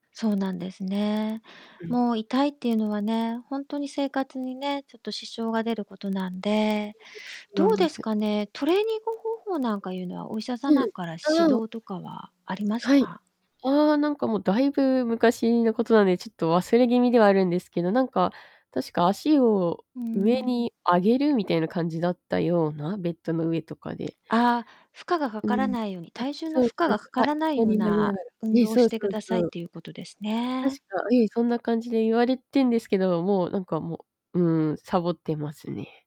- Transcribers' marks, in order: other background noise; distorted speech; unintelligible speech
- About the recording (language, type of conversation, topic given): Japanese, advice, 怪我や痛みで運動ができないことが不安なのですが、どうすればよいですか？